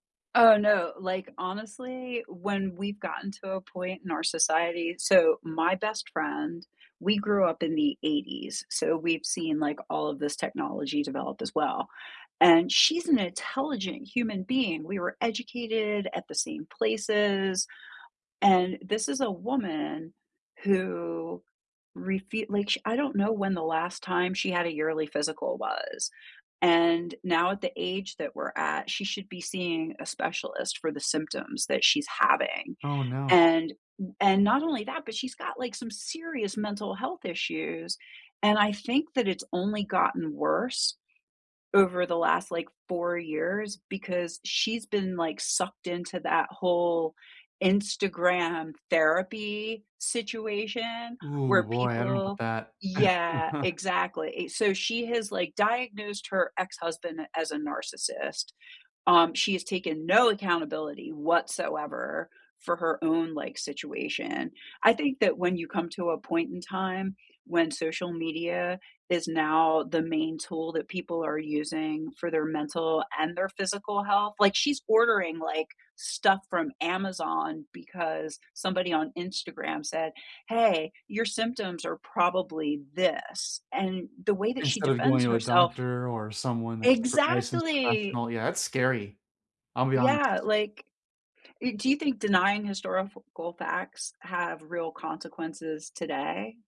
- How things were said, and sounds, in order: stressed: "serious"; chuckle; "historical" said as "historifcal"
- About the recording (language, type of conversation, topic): English, unstructured, Why do some people deny facts about major historical events?